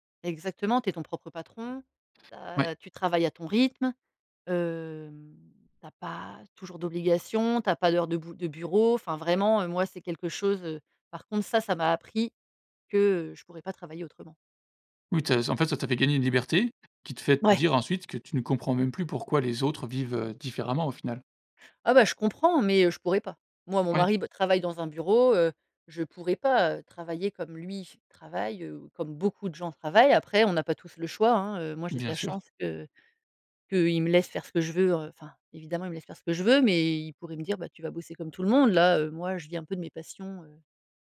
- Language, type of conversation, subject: French, podcast, Comment transformer une compétence en un travail rémunéré ?
- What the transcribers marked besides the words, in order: drawn out: "hem"